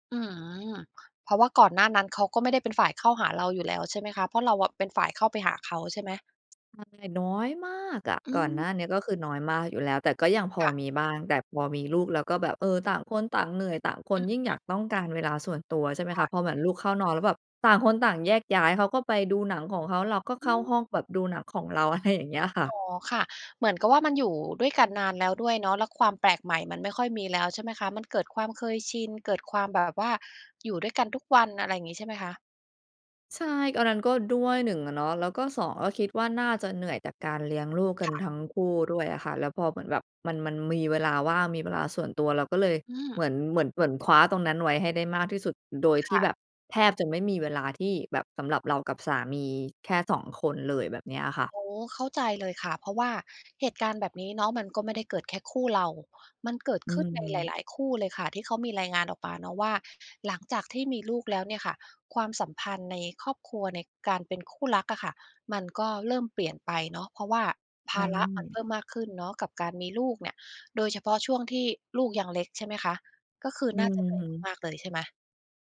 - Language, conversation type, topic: Thai, advice, ความสัมพันธ์ของคุณเปลี่ยนไปอย่างไรหลังจากมีลูก?
- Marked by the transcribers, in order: laughing while speaking: "อะไร"; other background noise; unintelligible speech